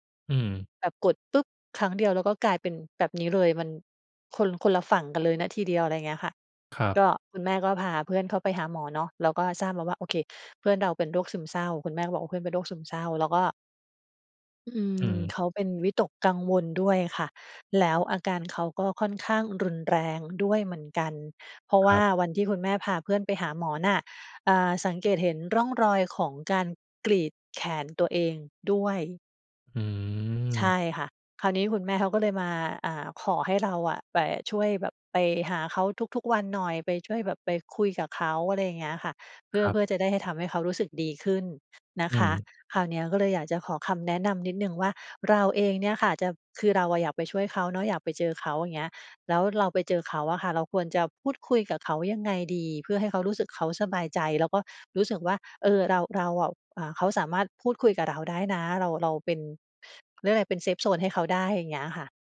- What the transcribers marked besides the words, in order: other background noise; tapping; stressed: "กรีดแขนตัวเองด้วย"
- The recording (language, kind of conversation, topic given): Thai, advice, ฉันควรช่วยเพื่อนที่มีปัญหาสุขภาพจิตอย่างไรดี?